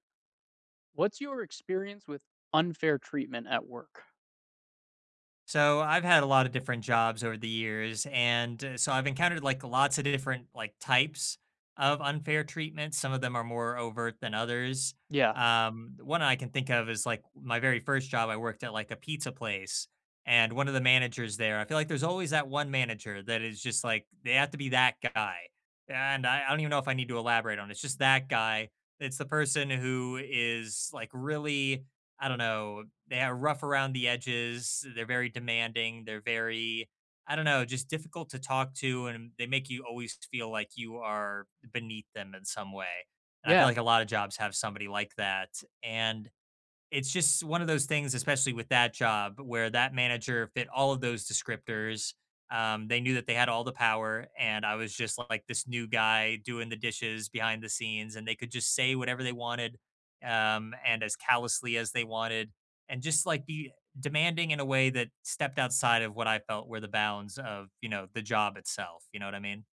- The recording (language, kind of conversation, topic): English, unstructured, What has your experience been with unfair treatment at work?
- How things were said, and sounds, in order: other background noise